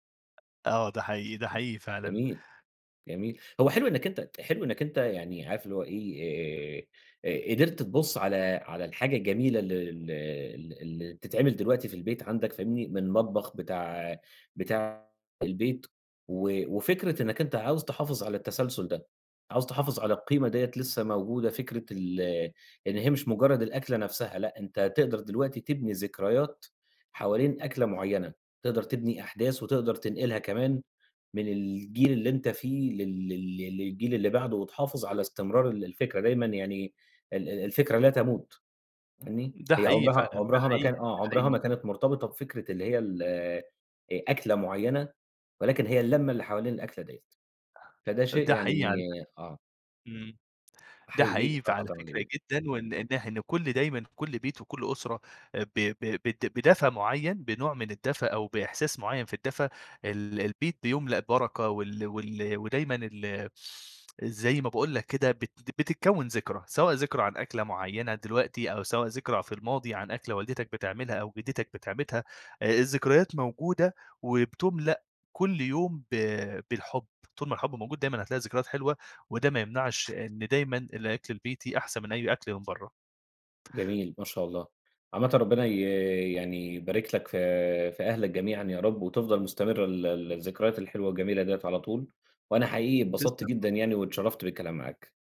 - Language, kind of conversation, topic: Arabic, podcast, إيه الأكلة اللي أول ما تشم ريحتها أو تدوقها بتفكّرك فورًا ببيتكم؟
- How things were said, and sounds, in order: tapping; other noise; tsk; "بتعملها" said as "بتعمتها"